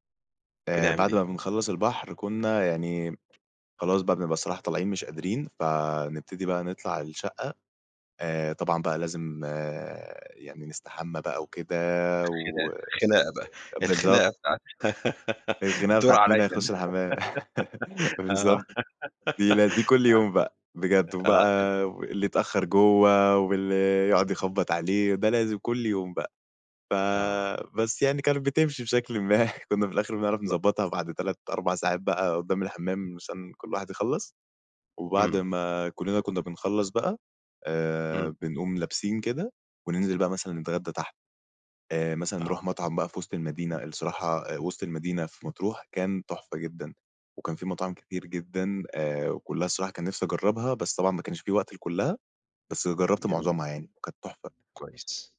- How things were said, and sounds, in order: tapping; giggle; laugh; giggle; unintelligible speech
- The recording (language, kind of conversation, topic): Arabic, podcast, إيه أكتر رحلة عمرك ما هتنساها؟
- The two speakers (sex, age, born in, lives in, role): male, 20-24, Egypt, Egypt, guest; male, 45-49, Egypt, Egypt, host